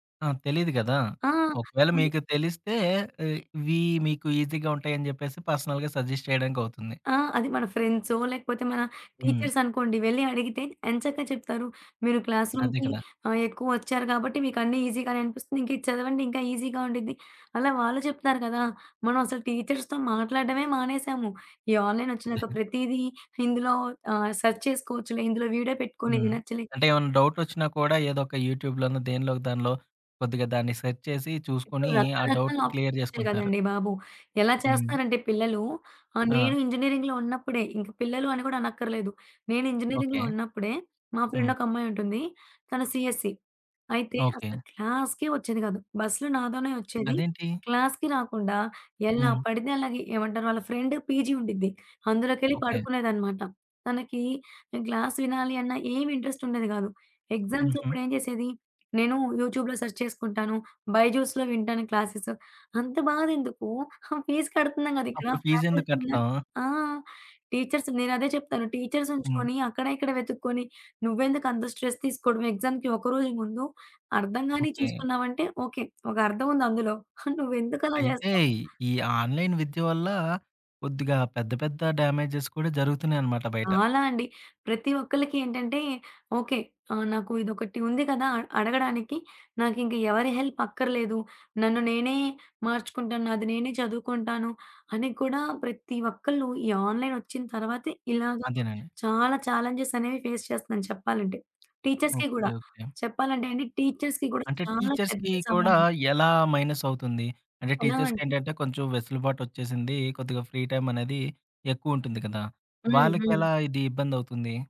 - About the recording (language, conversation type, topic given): Telugu, podcast, ఆన్‌లైన్ నేర్చుకోవడం పాఠశాల విద్యను ఎలా మెరుగుపరచగలదని మీరు భావిస్తారు?
- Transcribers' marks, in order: tapping; other background noise; in English: "ఈజీగా"; in English: "పర్సనల్‌గా సజెస్ట్"; in English: "క్లాస్‌రూమ్‌కి"; in English: "ఈజీగానె"; in English: "ఈజీగా"; in English: "టీచర్స్‌తో"; chuckle; in English: "సెర్చ్"; in English: "యూట్యూబ్‌లోను"; in English: "సెర్చ్"; in English: "డౌట్‌ని క్లియర్"; in English: "సీఎస్ఈ"; in English: "క్లాస్‌కే"; in English: "క్లాస్‌కి"; in English: "ఫ్రెండ్ పీజీ"; in English: "క్లాస్"; in English: "యూట్యూబ్‌లో సెర్చ్"; in English: "బైజూస్‌లో"; in English: "క్లాసెస్"; in English: "ఫీస్"; in English: "ఫ్యాకల్టీ"; in English: "టీచర్స్"; in English: "టీచర్స్"; in English: "స్ట్రెస్"; in English: "ఎగ్జామ్‌కి"; giggle; in English: "ఆన్లైన్"; in English: "డ్యామేజెస్"; in English: "ఛాలెంజెస్"; in English: "ఫేస్"; in English: "టీచర్స్‌కి"; in English: "టీచర్స్‌కి"; in English: "టీచర్స్‌కి"; in English: "ఫ్రీ టైమ్"